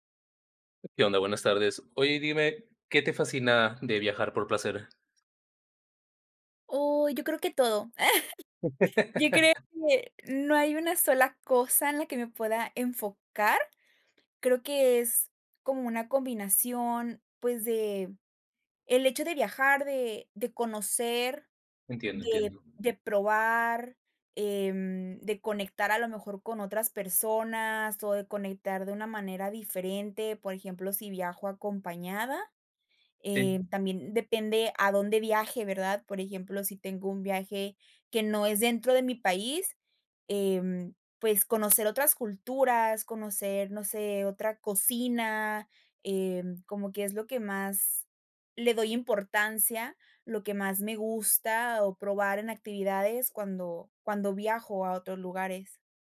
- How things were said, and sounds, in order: tapping; chuckle; laugh
- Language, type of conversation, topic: Spanish, podcast, ¿Qué te fascina de viajar por placer?